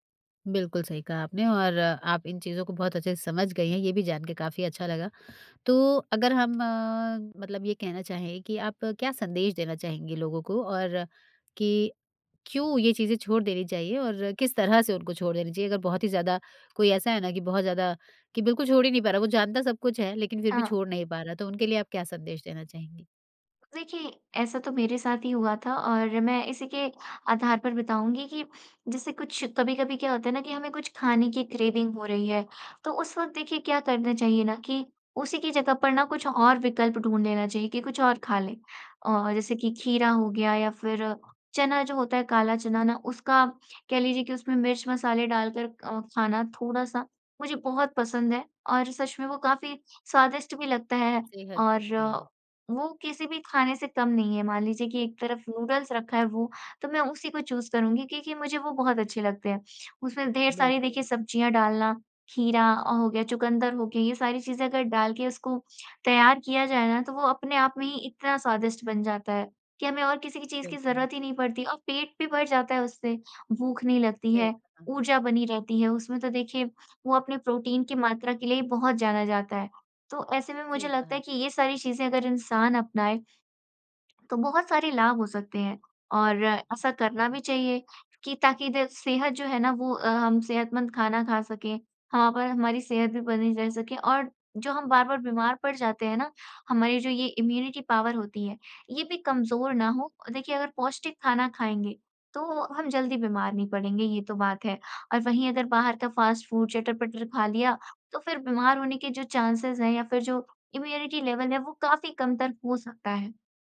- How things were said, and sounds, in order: drawn out: "हम"; in English: "क्रेविंग"; in English: "चूज़"; other background noise; in English: "इम्यूनिटी पावर"; in English: "फ़ास्ट फूड"; in English: "चांसेज़"; in English: "इम्यूनिटी लेवल"
- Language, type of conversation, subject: Hindi, podcast, खाने की बुरी आदतों पर आपने कैसे काबू पाया?